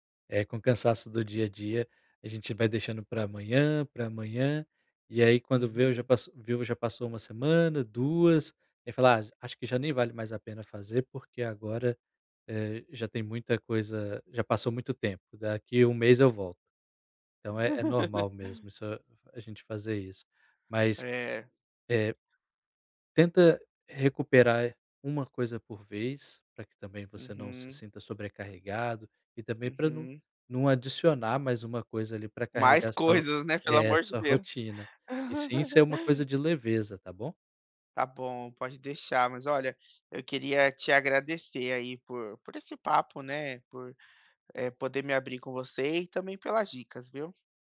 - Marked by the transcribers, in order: "vê" said as "veu"; laugh; tapping; other noise; chuckle
- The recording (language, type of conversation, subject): Portuguese, advice, Como posso equilibrar minhas ambições com o autocuidado sem me esgotar?